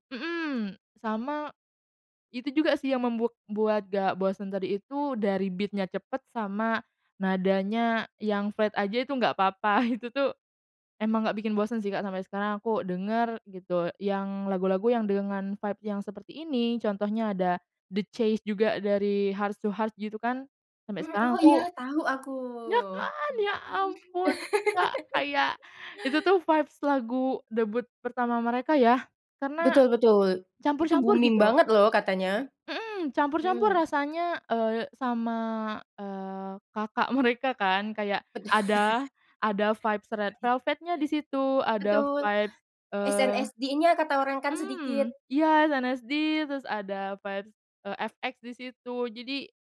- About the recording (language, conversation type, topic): Indonesian, podcast, Pernah nggak kamu merasa lagu jadi teman saat kamu lagi sepi?
- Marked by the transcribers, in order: tapping; in English: "beat-nya"; in English: "flat"; in English: "vibes"; joyful: "iya kan! Ya ampun, Kak!"; drawn out: "aku"; laugh; in English: "vibes"; in English: "booming"; laughing while speaking: "Betul"; in English: "vibes"; chuckle; in English: "vibes"